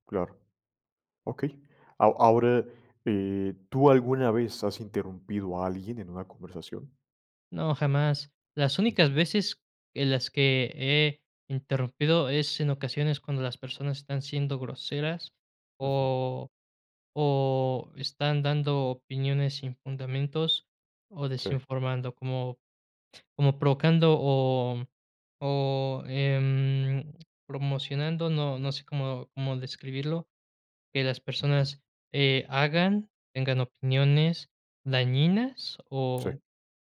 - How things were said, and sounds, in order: other background noise
- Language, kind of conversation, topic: Spanish, podcast, ¿Cómo lidias con alguien que te interrumpe constantemente?